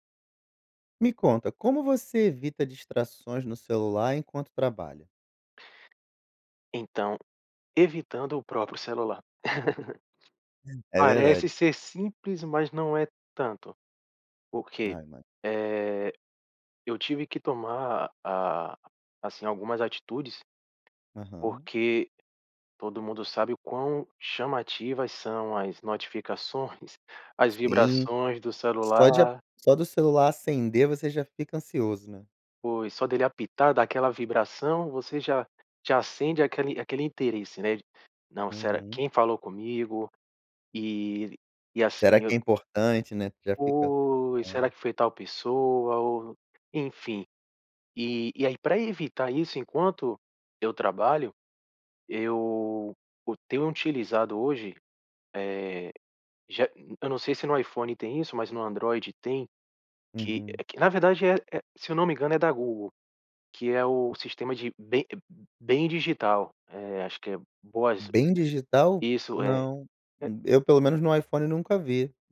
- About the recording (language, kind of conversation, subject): Portuguese, podcast, Como você evita distrações no celular enquanto trabalha?
- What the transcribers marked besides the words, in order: laugh; other noise